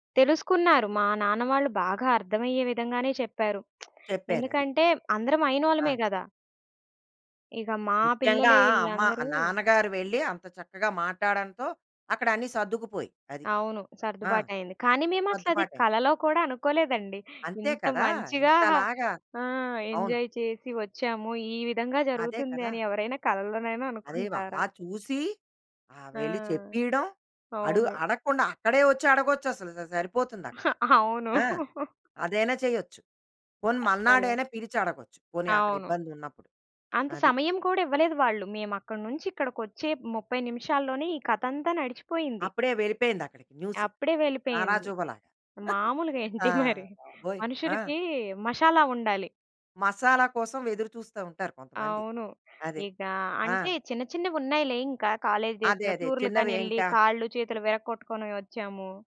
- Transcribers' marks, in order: lip smack; laughing while speaking: "ఇంత మంచిగా"; other background noise; in English: "ఎంజాయ్"; giggle; laughing while speaking: "అవును"; "మర్నాడయినా" said as "మల్నాడయినా"; chuckle; in English: "కాలేజ్ డేస్‌లో"
- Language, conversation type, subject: Telugu, podcast, సరదాగా చేసిన వ్యంగ్యం బాధగా మారిన అనుభవాన్ని మీరు చెప్పగలరా?